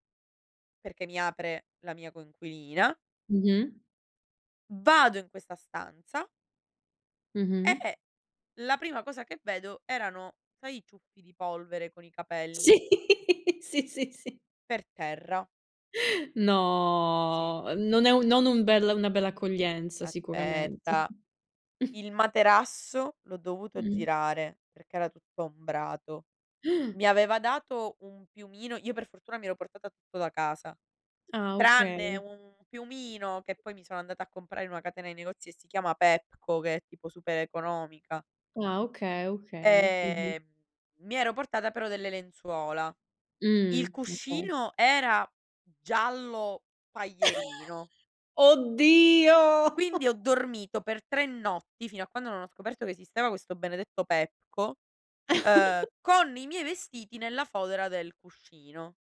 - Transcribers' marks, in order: laughing while speaking: "Sì, sì, sì, sì"; chuckle; chuckle; gasp; chuckle; chuckle; chuckle
- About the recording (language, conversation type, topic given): Italian, unstructured, Qual è la cosa più disgustosa che hai visto in un alloggio?
- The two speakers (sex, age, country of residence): female, 30-34, Italy; female, 60-64, Italy